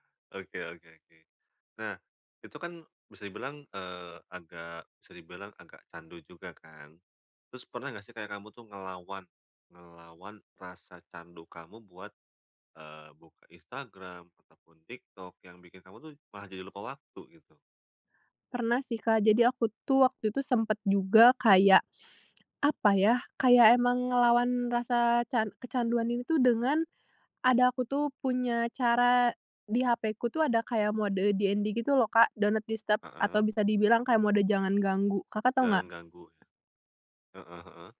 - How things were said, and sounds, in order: put-on voice: "DND"; in English: "do not disturb"; tapping
- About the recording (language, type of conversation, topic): Indonesian, podcast, Apa kegiatan yang selalu bikin kamu lupa waktu?